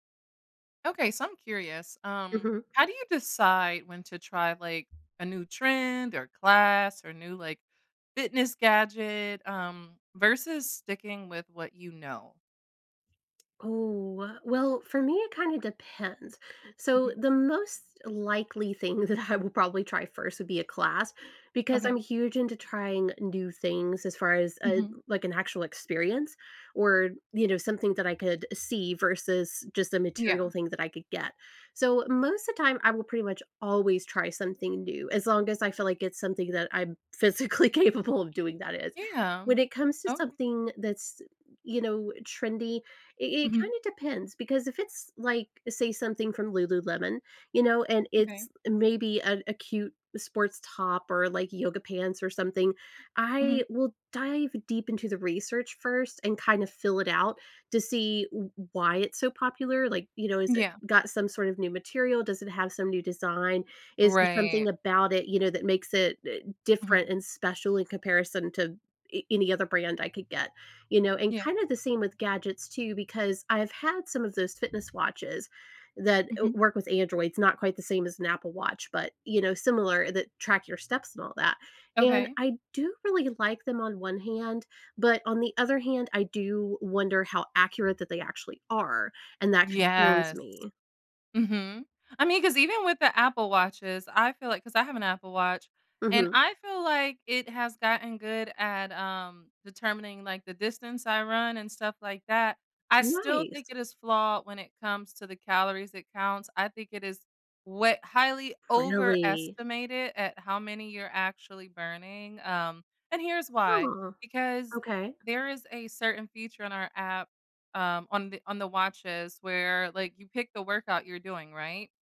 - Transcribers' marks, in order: other background noise; tapping; laughing while speaking: "that I will"; laughing while speaking: "physically capable of doing, that is"
- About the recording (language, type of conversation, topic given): English, unstructured, How do I decide to try a new trend, class, or gadget?
- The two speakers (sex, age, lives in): female, 30-34, United States; female, 35-39, United States